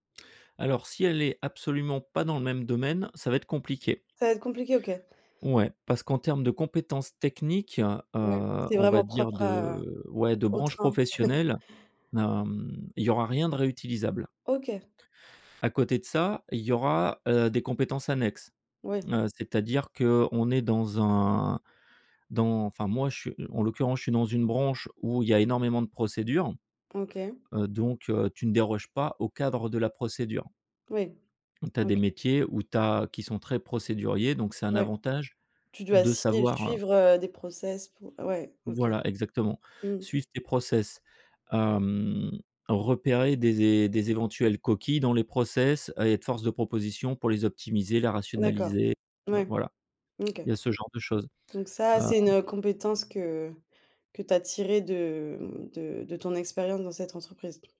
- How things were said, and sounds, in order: chuckle; other background noise
- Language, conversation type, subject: French, podcast, Quelles compétences as-tu dû apprendre en priorité ?